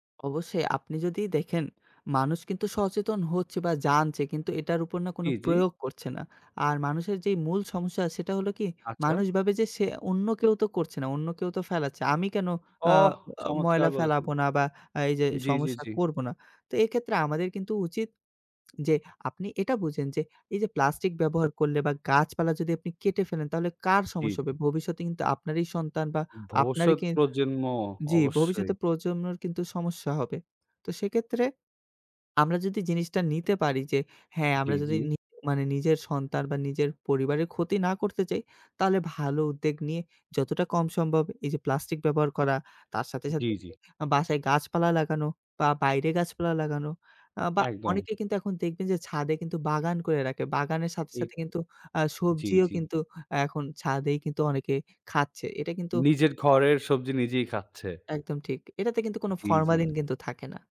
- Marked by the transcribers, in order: "ভাবে" said as "বাবে"; other background noise
- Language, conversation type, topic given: Bengali, podcast, শহরে সহজভাবে সবুজ জীবন বজায় রাখার সহজ কৌশলগুলো কী কী?